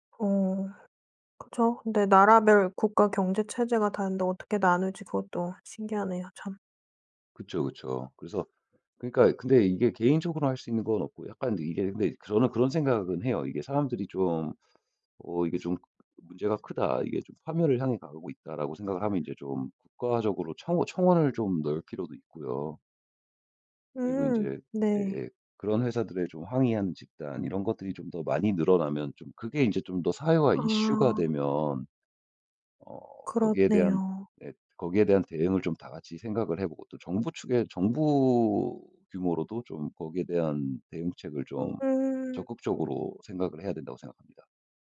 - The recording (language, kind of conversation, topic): Korean, podcast, 기술 발전으로 일자리가 줄어들 때 우리는 무엇을 준비해야 할까요?
- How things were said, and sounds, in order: none